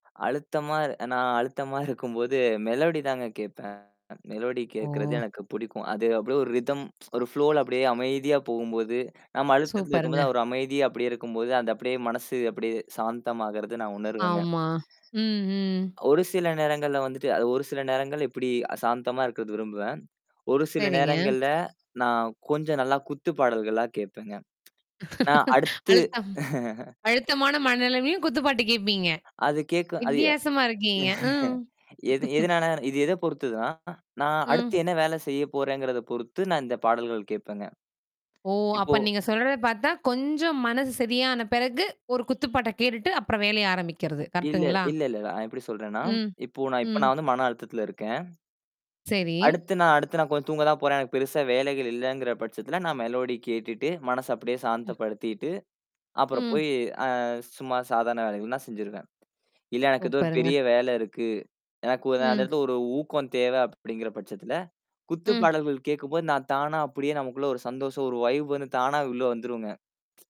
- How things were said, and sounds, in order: other background noise; laughing while speaking: "அழுத்தமா இருக்கும்போது"; distorted speech; in English: "ஃப்ளோல"; laughing while speaking: "அழுத்தம் அழுத்தமான மனநிலைமையும் குத்துப்பாட்டு கேட்பீங்க. வித்தியாசமா இருக்கீங்க. ம்"; laughing while speaking: "நான் அடுத்து"; mechanical hum; tapping; laughing while speaking: "கேட்க அது ய"; static; horn; in English: "வைப்"; tsk
- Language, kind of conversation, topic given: Tamil, podcast, அழுத்தமான ஒரு நாளுக்குப் பிறகு சற்று ஓய்வெடுக்க நீங்கள் என்ன செய்கிறீர்கள்?